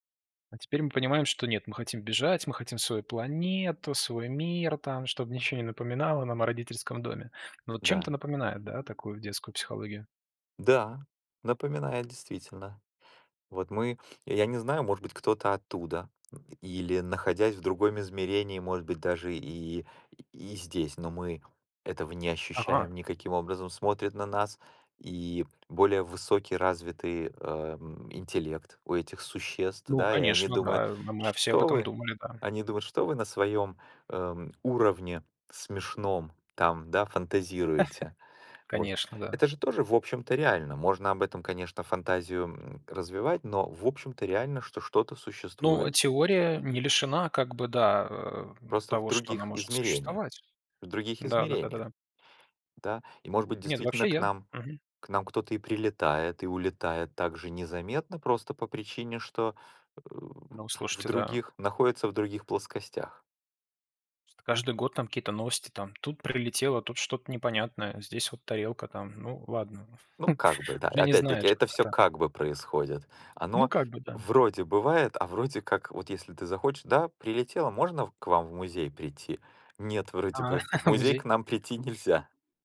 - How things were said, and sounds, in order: tapping; surprised: "Ага"; other background noise; chuckle; grunt; chuckle; chuckle
- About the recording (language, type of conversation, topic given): Russian, unstructured, Почему люди изучают космос и что это им даёт?